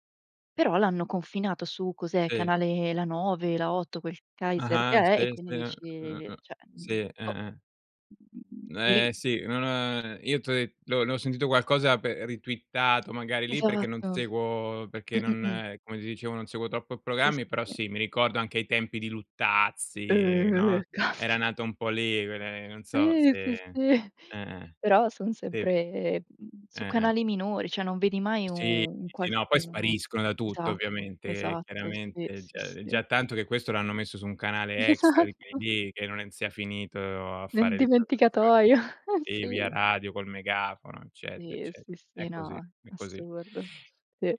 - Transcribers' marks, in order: other noise; "cioè" said as "ceh"; drawn out: "Eh"; laughing while speaking: "Caspi"; drawn out: "Ih!"; chuckle; other background noise; "Cioè" said as "ceh"; laughing while speaking: "Esatto"; laughing while speaking: "dimenticatoio, eh sì"
- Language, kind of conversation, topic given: Italian, unstructured, Come pensi che i social media influenzino le notizie quotidiane?